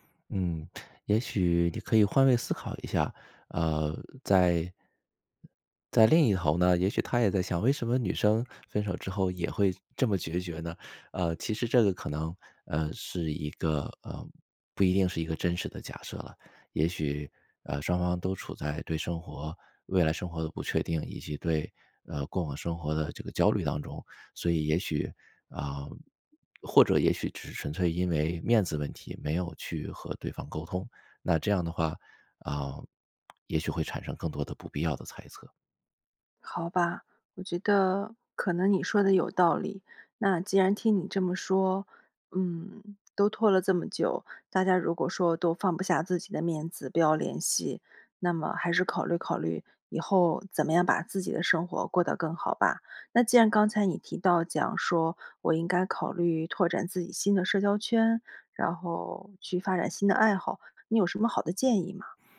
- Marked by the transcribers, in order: other background noise
- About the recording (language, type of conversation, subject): Chinese, advice, 伴侣分手后，如何重建你的日常生活？
- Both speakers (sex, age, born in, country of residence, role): female, 45-49, China, United States, user; male, 40-44, China, United States, advisor